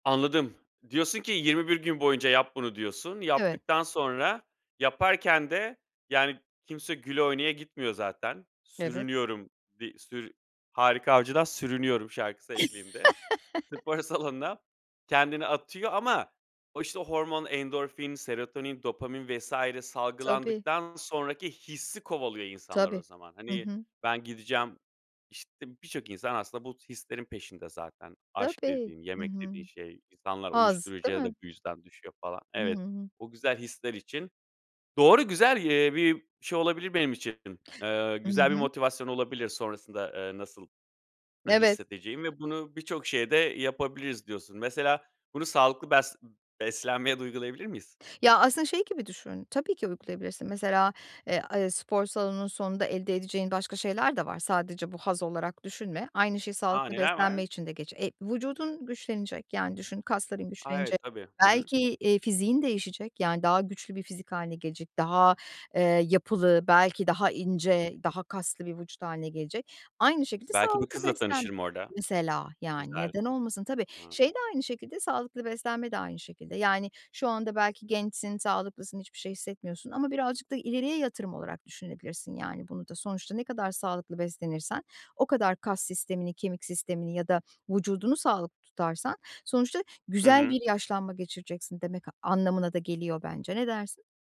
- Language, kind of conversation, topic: Turkish, advice, Ertelemeyi nasıl aşar ve yaratıcı pratiğimi her gün düzenli şekilde nasıl sürdürebilirim?
- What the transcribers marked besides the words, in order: laugh; other background noise; tapping; swallow